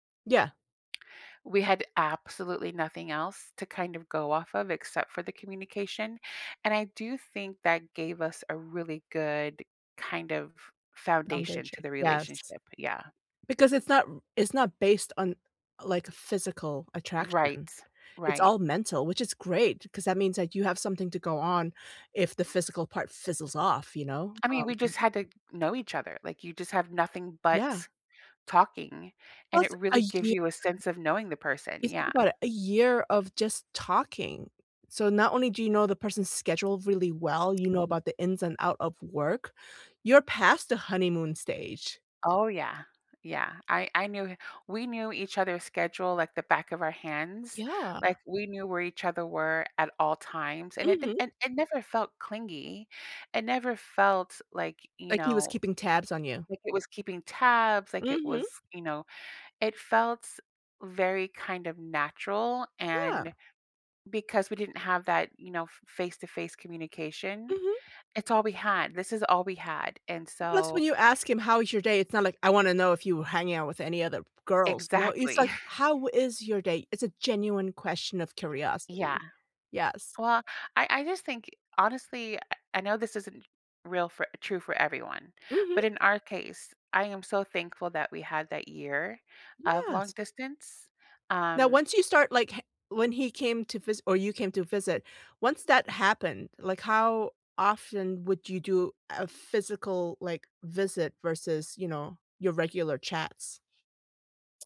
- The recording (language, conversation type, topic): English, unstructured, What check-in rhythm feels right without being clingy in long-distance relationships?
- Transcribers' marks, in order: tapping; other background noise; chuckle